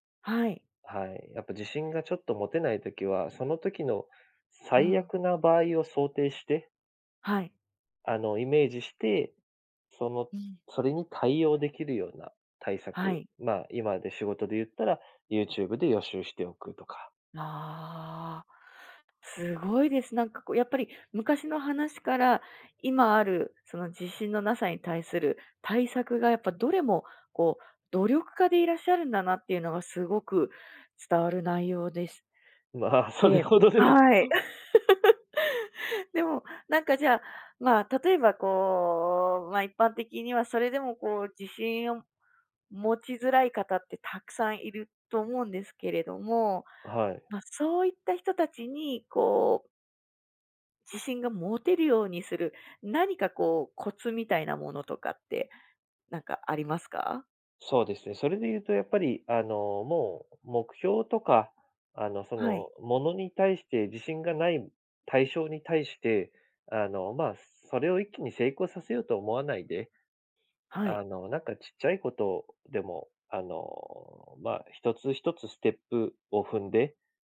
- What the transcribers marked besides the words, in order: laughing while speaking: "まあそれほどでも"; joyful: "はい"; laugh; other background noise
- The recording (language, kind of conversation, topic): Japanese, podcast, 自信がないとき、具体的にどんな対策をしていますか?